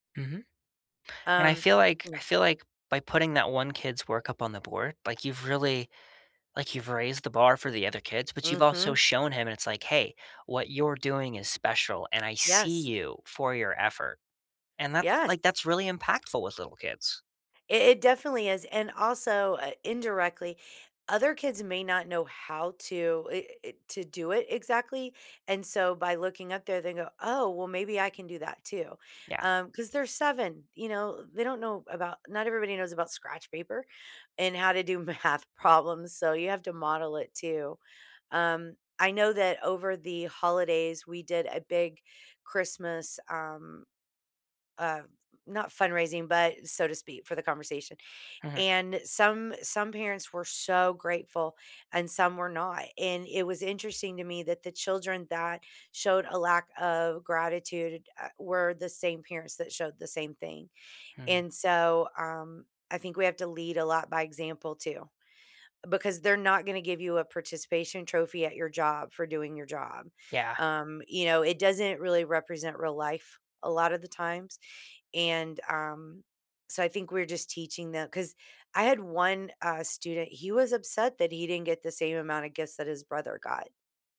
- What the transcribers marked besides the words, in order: tapping; other background noise; laughing while speaking: "math problems"
- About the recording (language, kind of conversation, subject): English, unstructured, How can you convince someone that failure is part of learning?